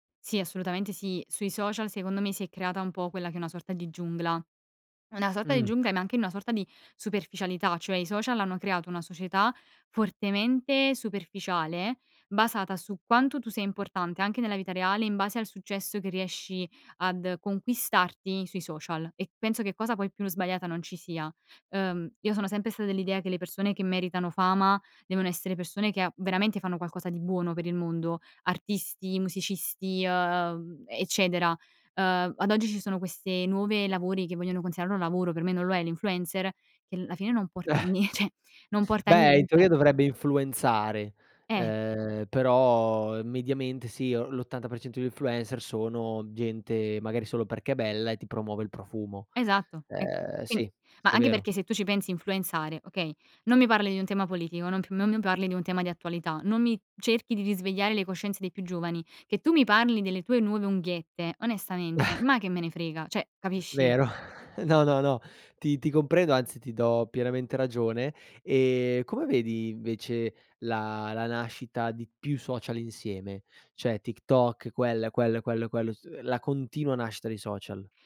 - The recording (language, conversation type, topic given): Italian, podcast, Che ruolo hanno i social media nella visibilità della tua comunità?
- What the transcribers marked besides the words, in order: laugh; laughing while speaking: "ceh"; "cioè" said as "ceh"; chuckle; laugh; "cioè" said as "ceh"